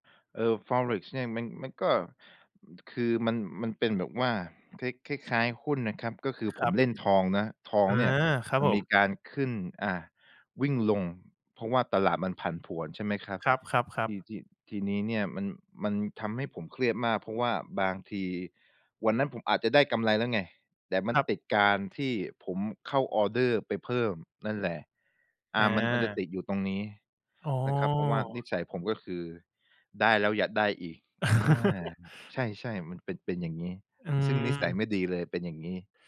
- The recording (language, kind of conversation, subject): Thai, podcast, การใช้โทรศัพท์มือถือก่อนนอนส่งผลต่อการนอนหลับของคุณอย่างไร?
- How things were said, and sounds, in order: other background noise; laugh